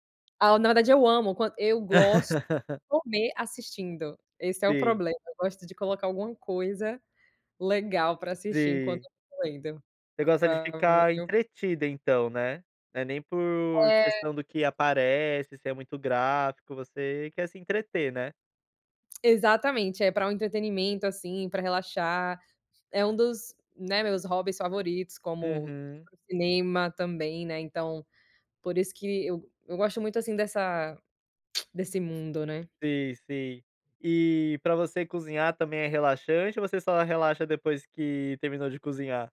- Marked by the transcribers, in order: tapping; laugh; unintelligible speech; other noise
- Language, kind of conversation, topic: Portuguese, podcast, O que ajuda você a relaxar em casa no fim do dia?